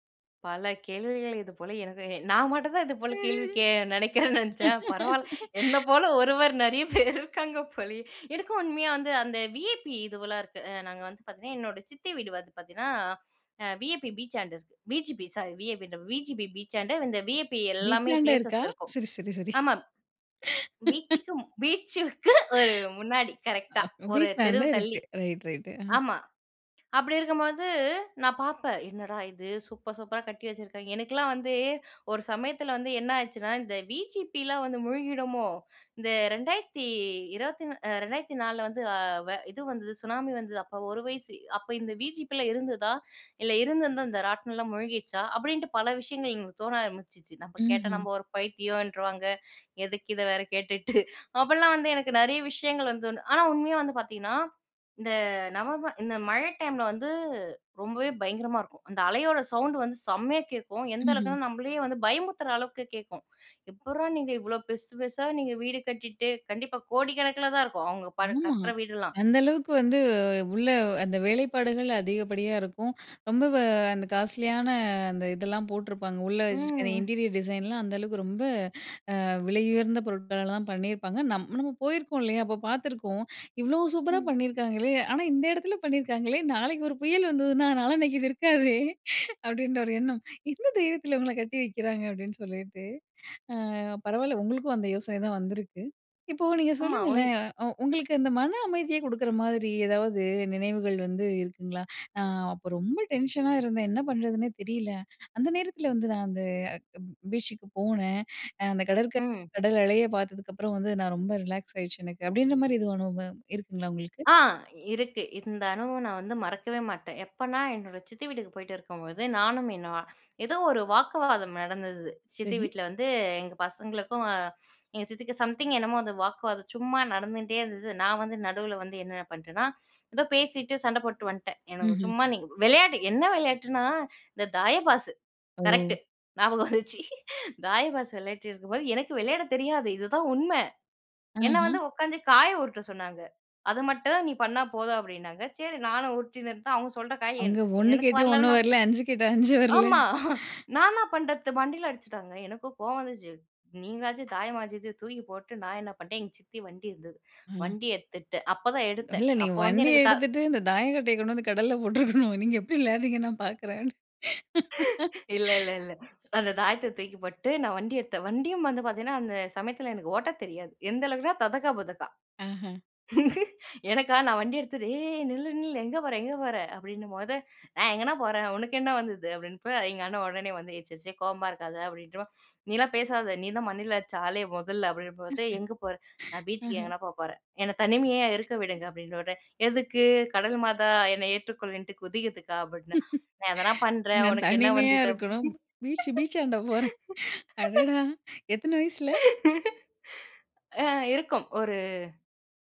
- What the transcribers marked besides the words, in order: other background noise; laugh; laughing while speaking: "என்ன போல ஒருவர் நெறைய பேரு இருக்காங்க போலயே!"; in English: "ப்ளேசஸ்"; laugh; in English: "காஸ்ட்லியான"; in English: "இன்டீரியர் டிசைன்லாம்"; laughing while speaking: "நாளான்னைக்கி இது இருக்காதே?"; other noise; in English: "ரிலாக்ஸ்"; in English: "சம்திங்"; laughing while speaking: "வந்துர்ச்சு"; chuckle; laughing while speaking: "போட்ருக்கனும். நீங்க எப்டி விளையாட்றீங்கன்னு நான் பாக்குறேன்ட்டு!"; laughing while speaking: "இல்ல இல்ல இல்ல"; chuckle; chuckle; laughing while speaking: "நான் தனிமையா இருக்கணும். பீச்சு பீச்சாண்ட போறேன்"; "அப்டின்நோன்னே" said as "அப்டின்ரோடே"; laugh
- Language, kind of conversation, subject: Tamil, podcast, கடலின் அலையை பார்க்கும்போது உங்களுக்கு என்ன நினைவுகள் உண்டாகும்?